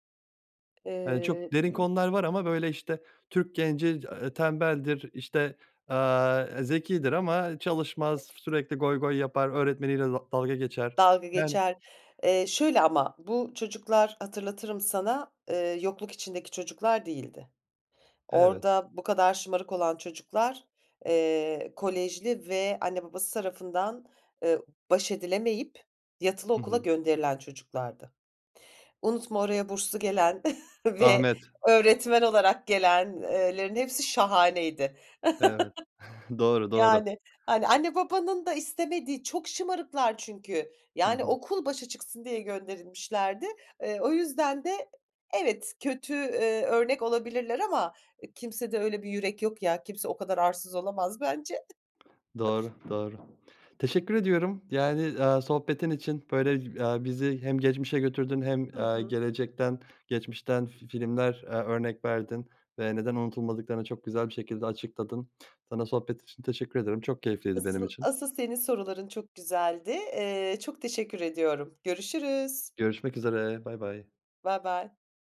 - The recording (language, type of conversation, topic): Turkish, podcast, Sence bazı filmler neden yıllar geçse de unutulmaz?
- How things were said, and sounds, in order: tapping; other noise; chuckle; chuckle; laughing while speaking: "bence"; other background noise; chuckle; drawn out: "Görüşürüz"